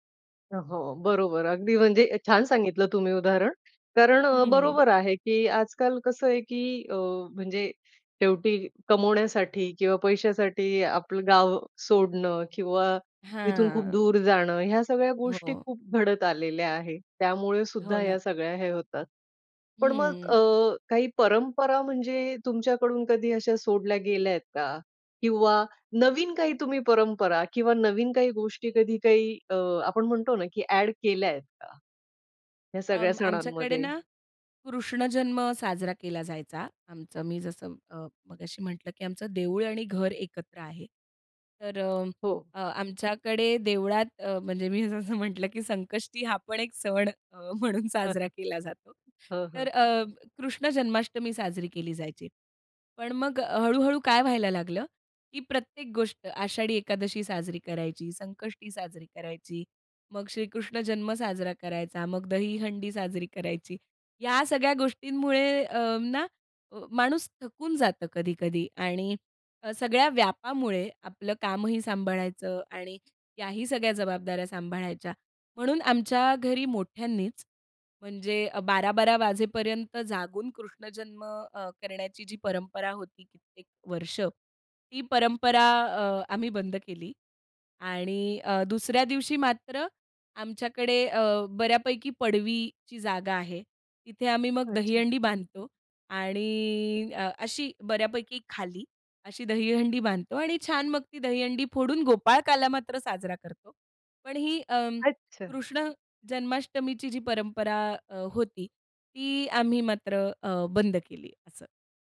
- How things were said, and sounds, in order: tapping; drawn out: "हां"; in English: "ॲड"; other background noise; laughing while speaking: "मी जसं म्हटलं, की संकष्टी … साजरा केला जातो"; chuckle; drawn out: "आणि"
- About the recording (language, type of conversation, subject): Marathi, podcast, कुठल्या परंपरा सोडाव्यात आणि कुठल्या जपाव्यात हे तुम्ही कसे ठरवता?